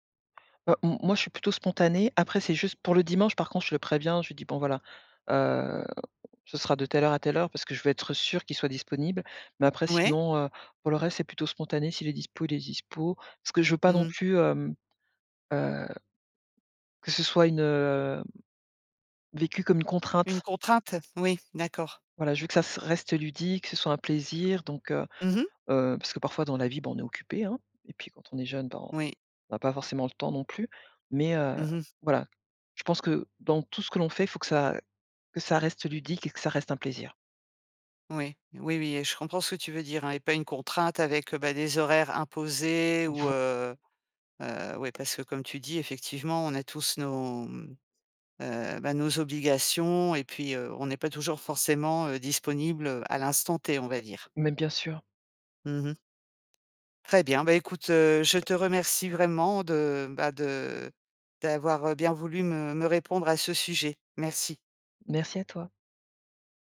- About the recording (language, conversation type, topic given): French, podcast, Pourquoi le fait de partager un repas renforce-t-il souvent les liens ?
- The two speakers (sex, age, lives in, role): female, 45-49, France, guest; female, 50-54, France, host
- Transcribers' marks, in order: tapping; drawn out: "heu"; stressed: "plaisir"; drawn out: "imposés"; stressed: "obligations"